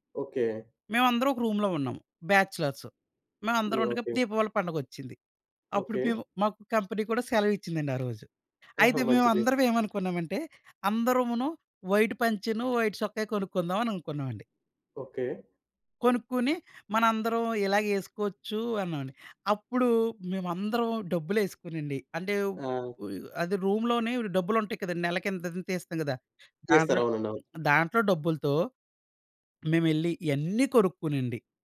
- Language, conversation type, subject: Telugu, podcast, పండుగల్లో సంప్రదాయ దుస్తుల ప్రాధాన్యం గురించి మీ అభిప్రాయం ఏమిటి?
- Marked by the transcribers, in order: in English: "రూమ్‌లో"; in English: "కంపెనీ"; in English: "వైట్"; in English: "వైట్"; other background noise; in English: "రూమ్‌లోనే"